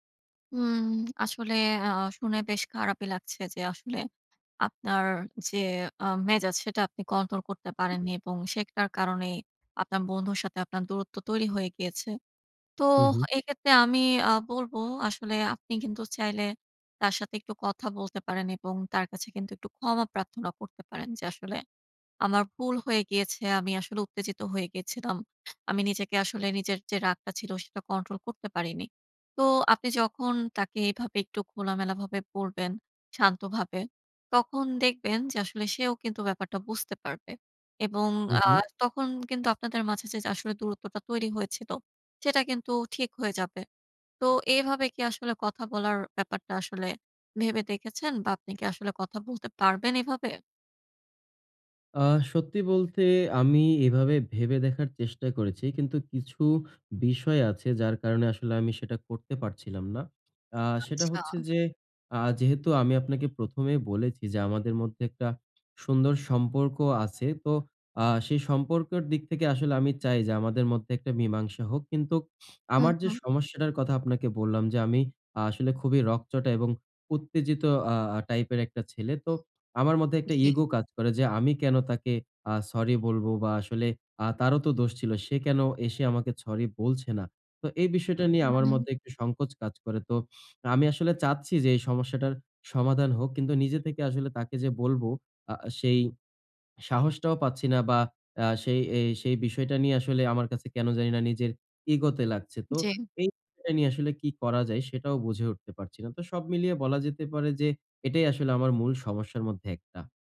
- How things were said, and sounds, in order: sniff; "সরি" said as "ছরি"; sniff
- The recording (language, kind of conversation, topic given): Bengali, advice, পার্টি বা উৎসবে বন্ধুদের সঙ্গে ঝগড়া হলে আমি কীভাবে শান্তভাবে তা মিটিয়ে নিতে পারি?
- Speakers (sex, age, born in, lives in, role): female, 55-59, Bangladesh, Bangladesh, advisor; male, 20-24, Bangladesh, Bangladesh, user